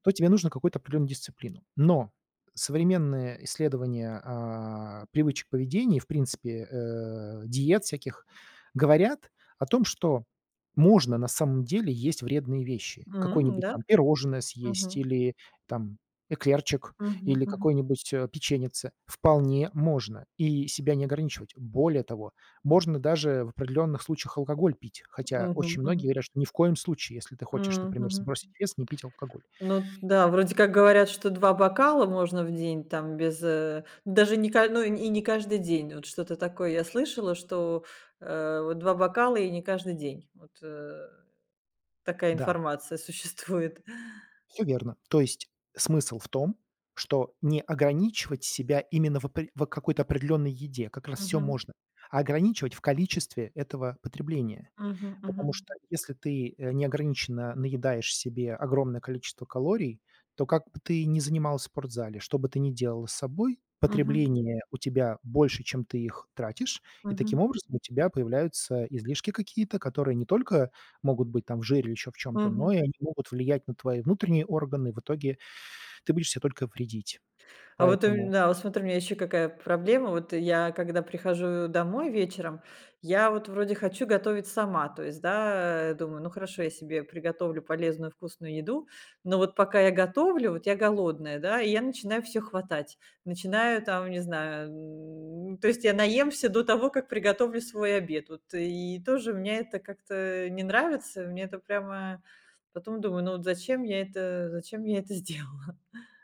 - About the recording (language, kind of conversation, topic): Russian, advice, Почему меня тревожит путаница из-за противоречивых советов по питанию?
- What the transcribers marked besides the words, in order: tapping; laughing while speaking: "существует"; other background noise; laughing while speaking: "сделала?"